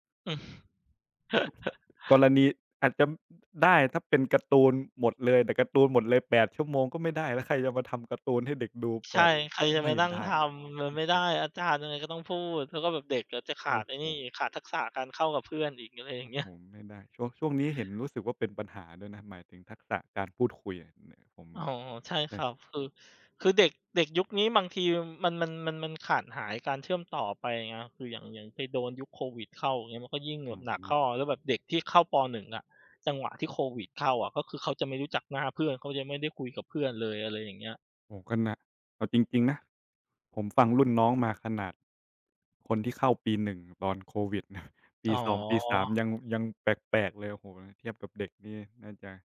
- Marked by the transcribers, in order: other background noise; chuckle; chuckle
- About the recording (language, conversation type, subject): Thai, unstructured, คุณคิดว่าการเรียนออนไลน์ดีกว่าการเรียนในห้องเรียนหรือไม่?